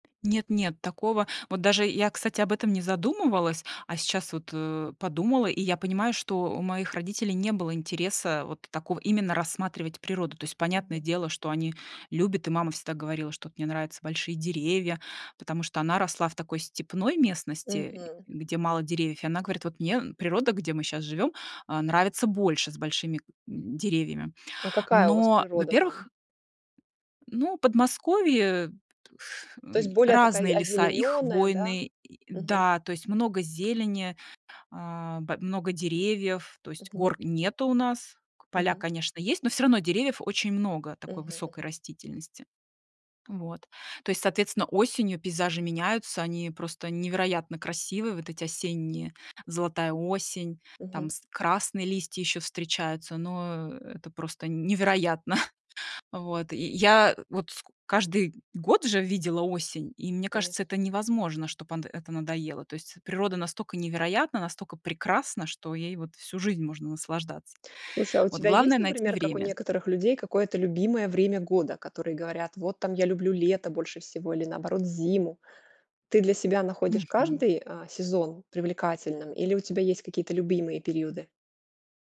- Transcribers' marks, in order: tapping; other background noise; chuckle
- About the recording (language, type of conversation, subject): Russian, podcast, Какой момент в природе поразил вас больше всего?